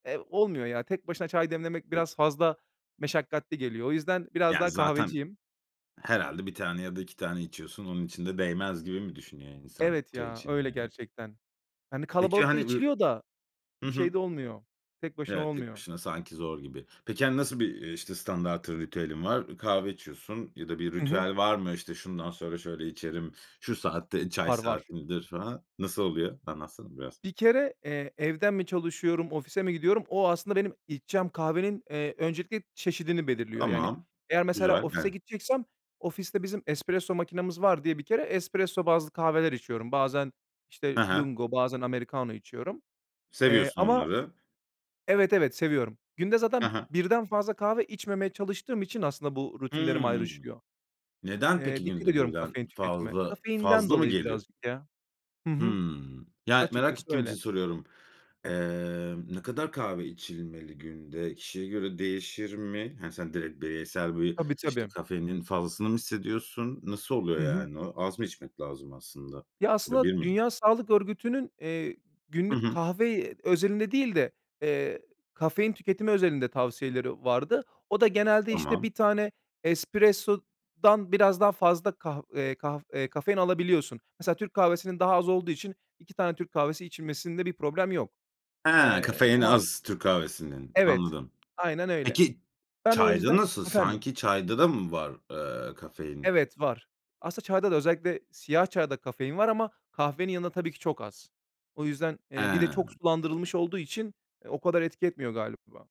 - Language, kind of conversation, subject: Turkish, podcast, Kahve veya çay demleme ritüelin nasıl?
- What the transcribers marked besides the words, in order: other background noise; unintelligible speech; in Italian: "lungo"; in Italian: "americano"; "direkt" said as "direk"; unintelligible speech; tapping